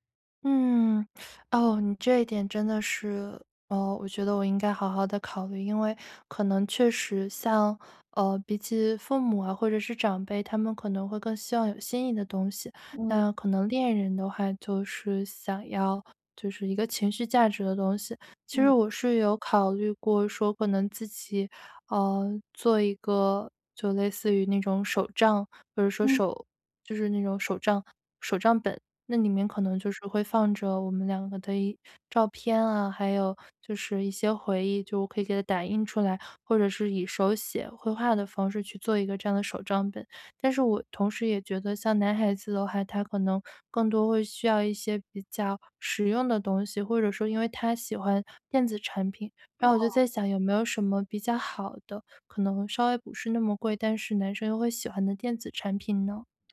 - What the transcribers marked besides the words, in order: none
- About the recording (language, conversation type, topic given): Chinese, advice, 我怎样才能找到适合别人的礼物？